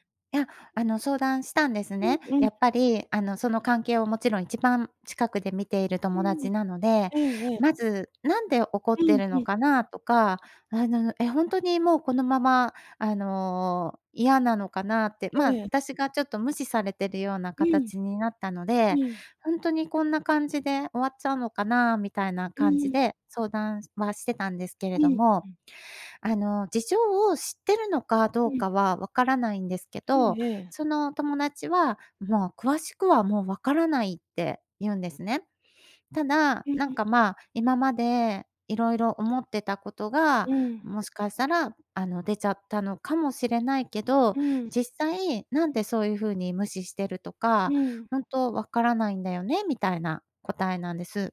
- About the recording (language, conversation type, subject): Japanese, advice, 共通の友人関係をどう維持すればよいか悩んでいますか？
- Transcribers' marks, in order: none